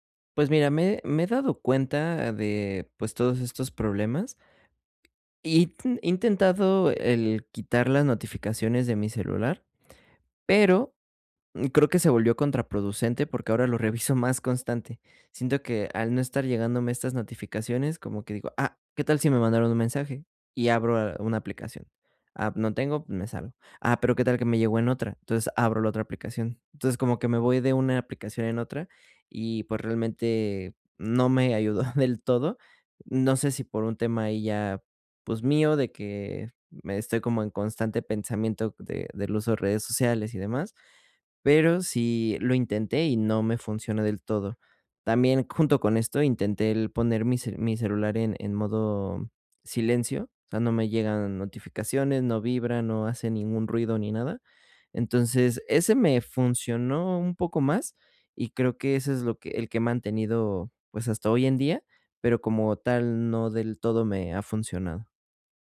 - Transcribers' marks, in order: tapping; other noise; chuckle
- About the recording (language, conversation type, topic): Spanish, advice, Agotamiento por multitarea y ruido digital